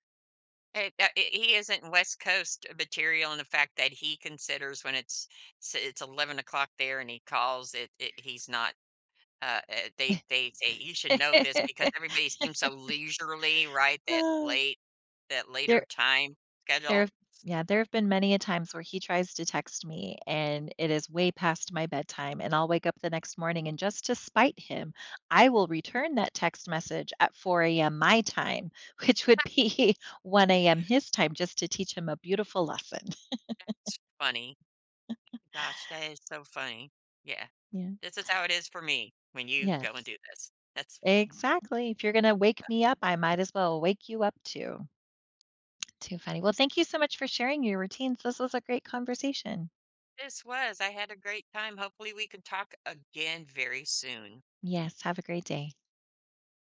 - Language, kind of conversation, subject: English, unstructured, How can I tweak my routine for a rough day?
- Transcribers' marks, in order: laugh; sigh; other background noise; laughing while speaking: "which would be"; laugh; chuckle